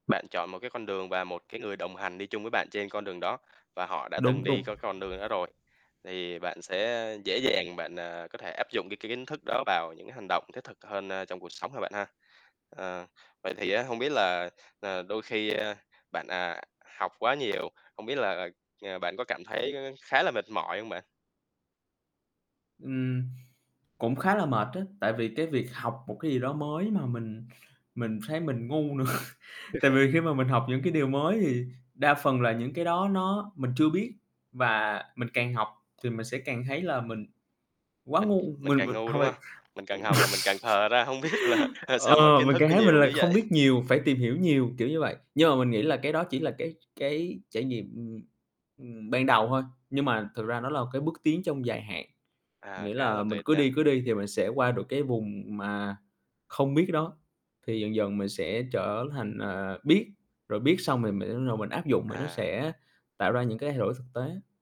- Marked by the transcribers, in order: other background noise; distorted speech; laughing while speaking: "nữa"; laugh; laugh; laughing while speaking: "ờ"; tapping; laughing while speaking: "hông biết là, ờ"; laughing while speaking: "vậy?"
- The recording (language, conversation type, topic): Vietnamese, podcast, Bạn biến kiến thức mình học được thành hành động cụ thể như thế nào?